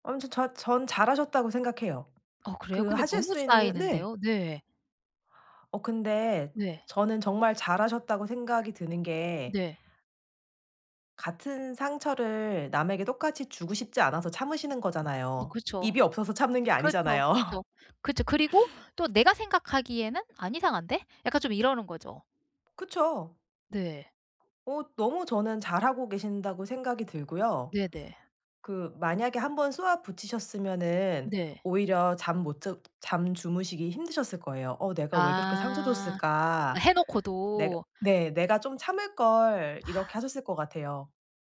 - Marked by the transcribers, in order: laugh; other background noise; sigh
- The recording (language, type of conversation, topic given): Korean, advice, 피드백을 받을 때 방어적으로 반응하지 않으려면 어떻게 해야 하나요?